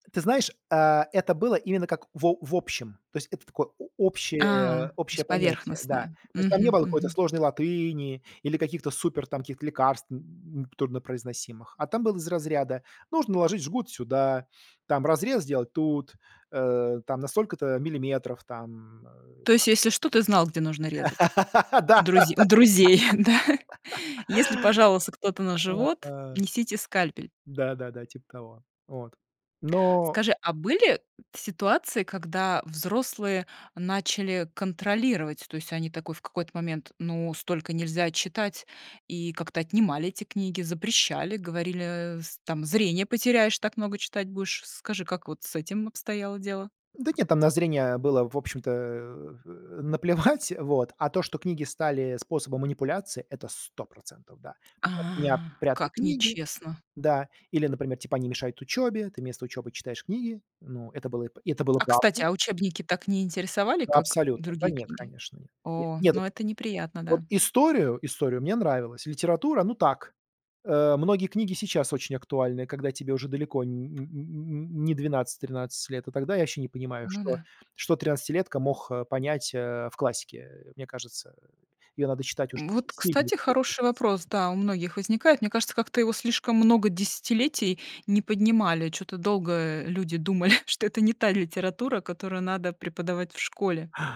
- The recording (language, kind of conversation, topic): Russian, podcast, Помнишь момент, когда что‑то стало действительно интересно?
- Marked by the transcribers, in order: stressed: "сюда"; stressed: "тут"; other noise; laugh; laughing while speaking: "Да, да, да"; laughing while speaking: "да?"; laugh; laughing while speaking: "наплевать"; tapping; unintelligible speech; chuckle